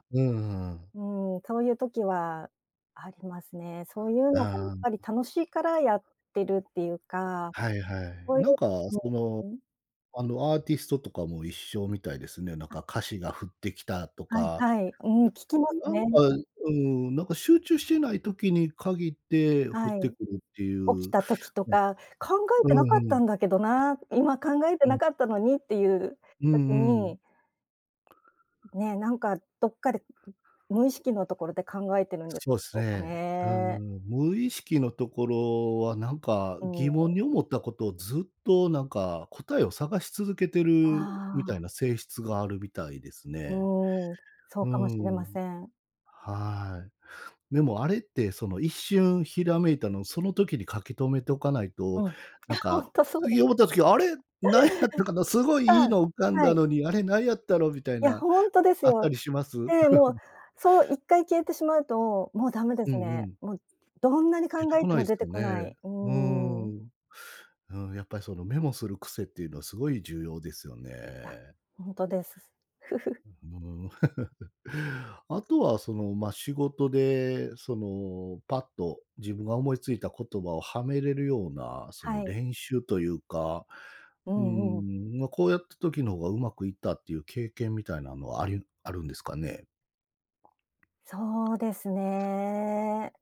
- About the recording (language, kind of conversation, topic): Japanese, podcast, 仕事で一番やりがいを感じるのは、どんな瞬間ですか？
- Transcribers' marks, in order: other background noise; laughing while speaking: "ほんとそうだ"; chuckle; chuckle